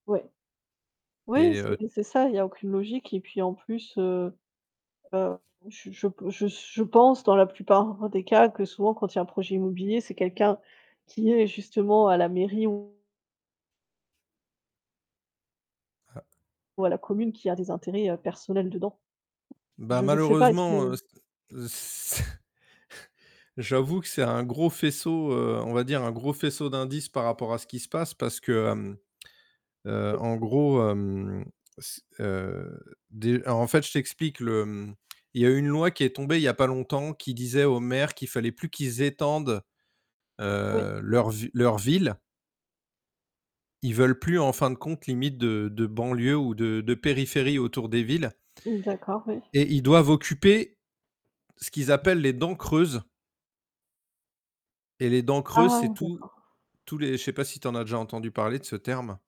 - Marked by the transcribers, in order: distorted speech; tapping; laughing while speaking: "c"; other background noise; chuckle
- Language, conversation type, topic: French, unstructured, Que penses-tu des élections locales dans ta ville ?